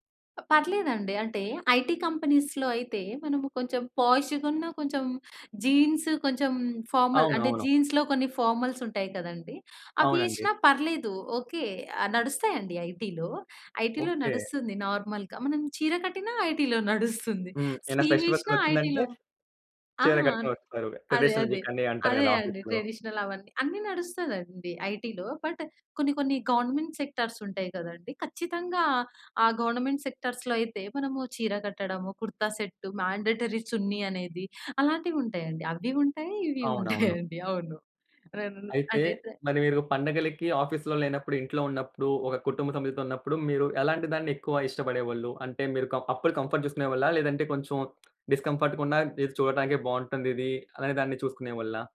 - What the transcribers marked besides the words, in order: in English: "ఐటీ"; in English: "ఫార్మల్"; tapping; in English: "జీన్స్‌లో"; in English: "ఫార్మల్స్"; in English: "ఐటీలో. ఐటీలో"; in English: "నార్మల్‌గా"; in English: "ఐటీలో"; in English: "ఫెస్టివల్స్"; in English: "ఐటీలో"; in English: "ట్రెడిషనల్"; in English: "ట్రెడిషనల్"; in English: "ఆఫీసులో"; in English: "ఐటీలో. బట్"; in English: "గవర్నమెంట్ సెక్టార్స్"; in English: "గవర్నమెంట్"; in English: "సెట్, మాండేటరీ"; chuckle; in English: "ఆఫీసులో"; in English: "కంఫర్ట్"; in English: "డిస్కంఫర్ట్‌గా"
- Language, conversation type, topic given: Telugu, podcast, మీకు ఆనందంగా అనిపించే దుస్తులు ఏవి?